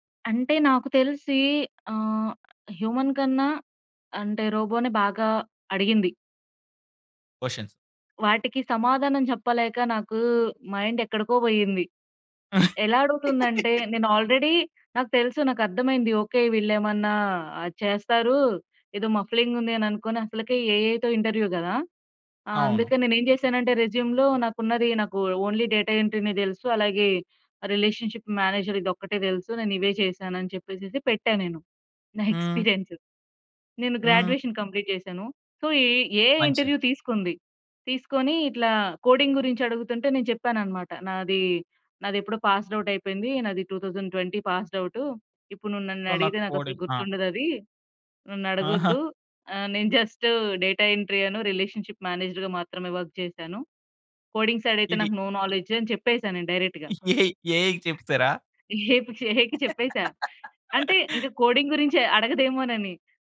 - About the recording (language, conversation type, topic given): Telugu, podcast, సరైన సమయంలో జరిగిన పరీక్ష లేదా ఇంటర్వ్యూ ఫలితం ఎలా మారింది?
- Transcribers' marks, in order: in English: "హ్యూమన్"; in English: "రోబో‌నే"; in English: "క్వషన్స్"; in English: "మైండ్"; laugh; in English: "ఆల్రెడీ"; in English: "మఫ్లింగ్"; in English: "ఏ‌ఐ‌తో ఇంటర్‌వ్యూ"; in English: "రెస్యూమ్‌లో"; in English: "ఓన్లీ డేటా"; in English: "రిలేషన్‌షిప్ మేనేజర్"; in English: "ఎక్స్‌పీ‌రియన్స్"; in English: "గ్రాడ్యుయేషన్ కంప్లీట్"; in English: "సో ఈ ఏఐ ఇంటర్‌వ్యూ"; in English: "కోడింగ్"; in English: "పాస్డ్ అవుట్"; in English: "ట్వెంటీ ట్వెంటీ పాస్డ్"; in English: "సో"; in English: "కోడింగ్"; in English: "జస్ట్ డేటా ఎంట్రీ"; in English: "రిలేషన్‌షిప్ మేనేజర్‌గా"; in English: "వర్క్"; other background noise; in English: "కోడింగ్ సైడ్"; in English: "ఏఐ ఏఐ‌కి"; in English: "నో నాలెడ్జ్"; in English: "డైరెక్ట్‌గా. ఏఐకి"; laugh; unintelligible speech; in English: "కోడింగ్"